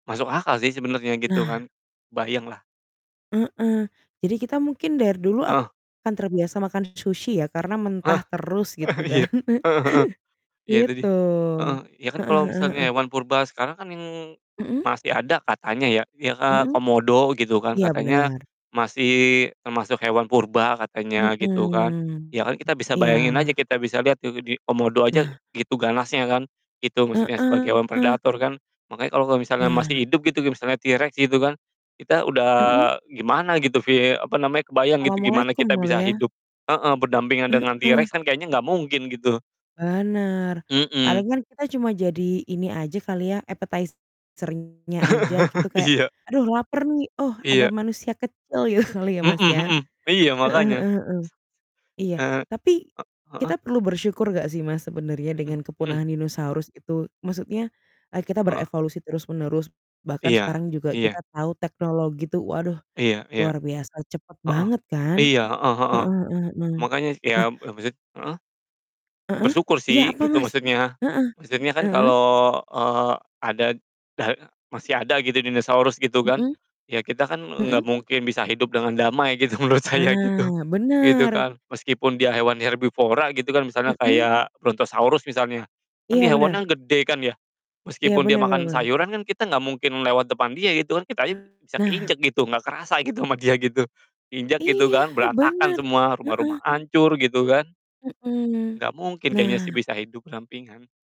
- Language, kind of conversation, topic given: Indonesian, unstructured, Menurutmu, mengapa dinosaurus bisa punah?
- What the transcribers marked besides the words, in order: distorted speech; laughing while speaking: "eh, iya"; laughing while speaking: "kan"; chuckle; tapping; in English: "appetizer-nya"; chuckle; laughing while speaking: "Iya"; laughing while speaking: "gitu"; other background noise; laughing while speaking: "gitu, menurut saya gitu"; mechanical hum